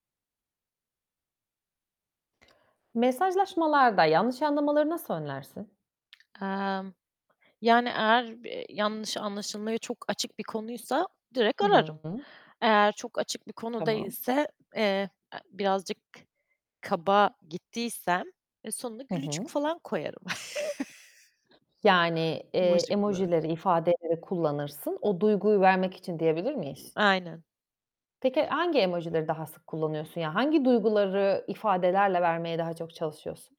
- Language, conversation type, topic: Turkish, podcast, Mesajlaşırken yanlış anlaşılmaları nasıl önlersin?
- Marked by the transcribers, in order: tongue click; other background noise; distorted speech; static; tapping; chuckle